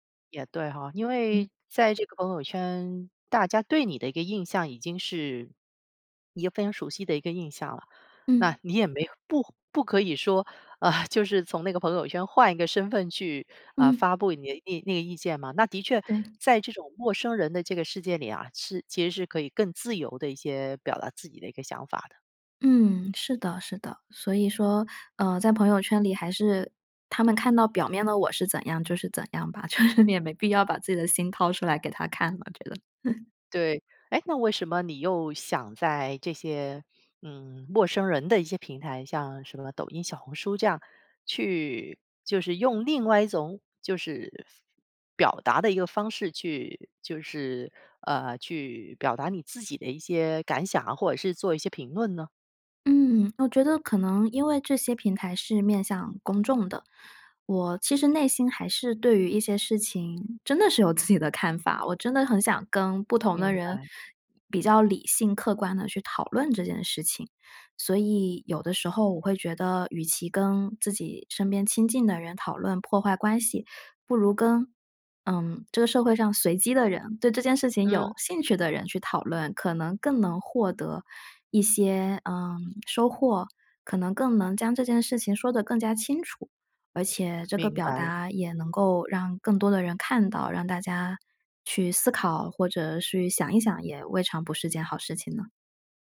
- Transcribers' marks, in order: laughing while speaking: "呃"; other background noise; laughing while speaking: "就是"; chuckle
- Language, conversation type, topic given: Chinese, podcast, 社交媒体怎样改变你的表达？